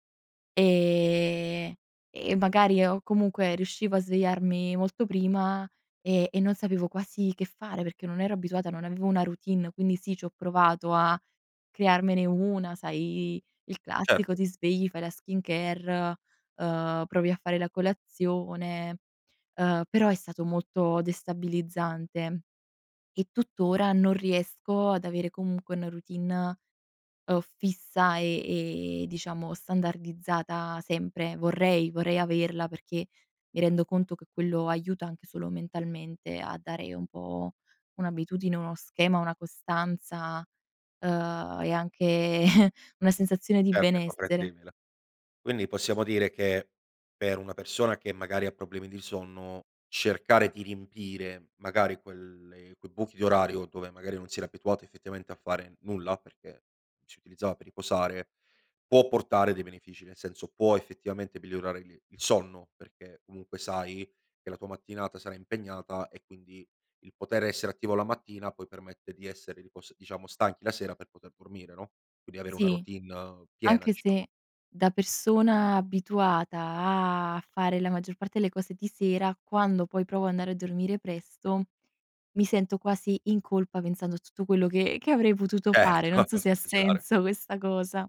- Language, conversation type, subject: Italian, podcast, Che ruolo ha il sonno nella tua crescita personale?
- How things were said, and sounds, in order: giggle; laughing while speaking: "Certo"; chuckle; unintelligible speech